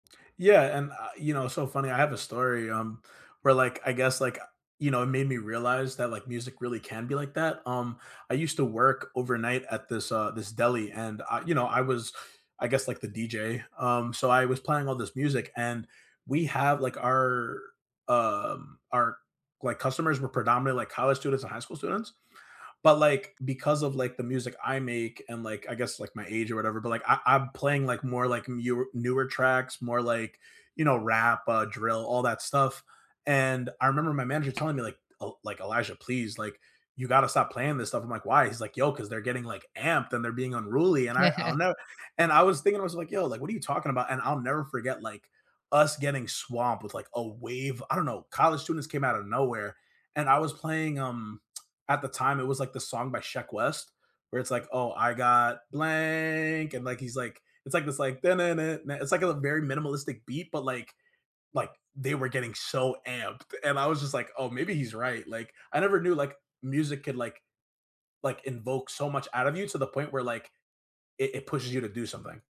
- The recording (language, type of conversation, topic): English, unstructured, What song can’t you stop replaying lately, and why does it stick with you?
- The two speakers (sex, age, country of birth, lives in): female, 45-49, United States, United States; male, 25-29, United States, United States
- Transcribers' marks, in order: other background noise; tapping; chuckle; tsk; singing: "Oh, I got blank"; other noise